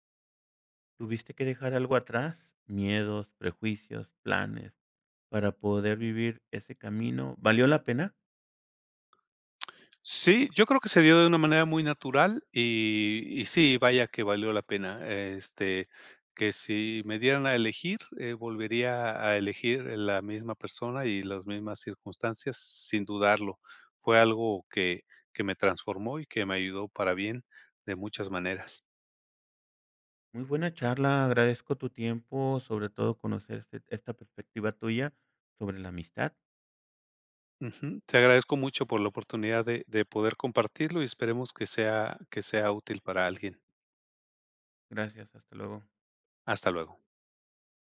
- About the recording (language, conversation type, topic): Spanish, podcast, Cuéntame sobre una amistad que cambió tu vida
- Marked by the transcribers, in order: other background noise